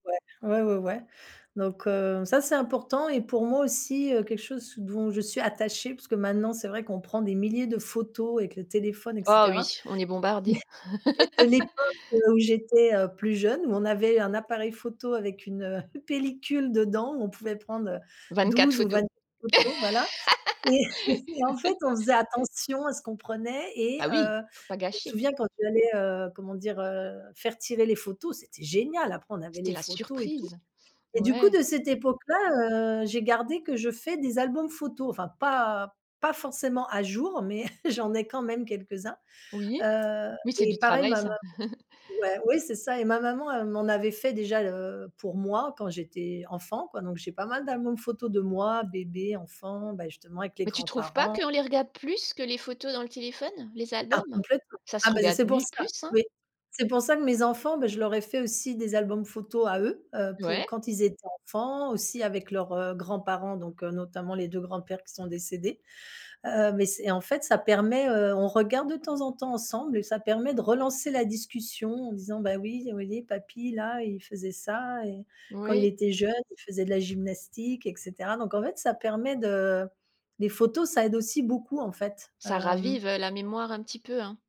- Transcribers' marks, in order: laugh; chuckle; chuckle; laugh; chuckle; other background noise; chuckle; tapping
- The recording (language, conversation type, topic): French, podcast, Comment transmettez-vous les souvenirs familiaux aux plus jeunes ?